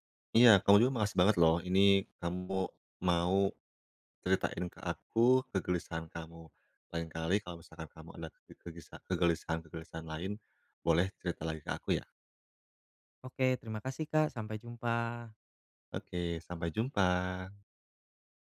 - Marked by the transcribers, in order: none
- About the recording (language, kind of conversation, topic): Indonesian, advice, Bagaimana cara mengurangi rasa takut gagal dalam hidup sehari-hari?